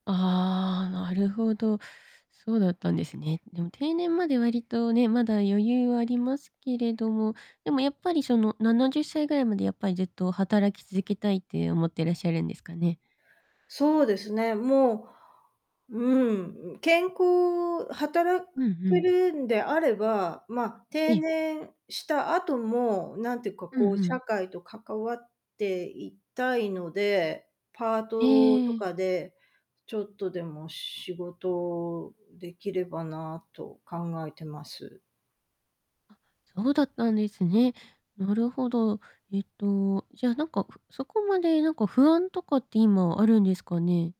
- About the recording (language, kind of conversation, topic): Japanese, advice, 定年後の仕事や生活をどうするか不安に感じていますが、どう考えればよいですか？
- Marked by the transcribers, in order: static; other background noise